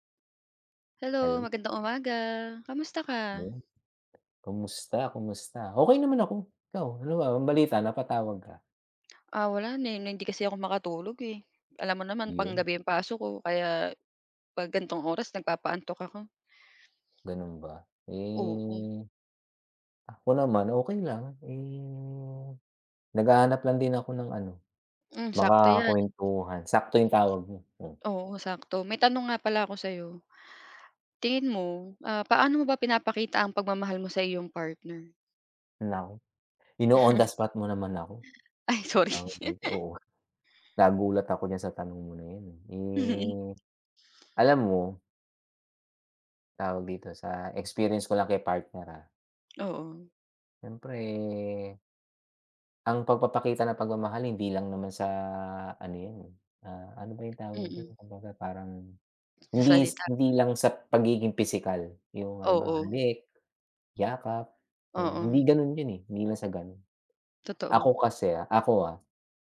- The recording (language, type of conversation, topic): Filipino, unstructured, Paano mo ipinapakita ang pagmamahal sa iyong kapareha?
- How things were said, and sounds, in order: other background noise; tapping; chuckle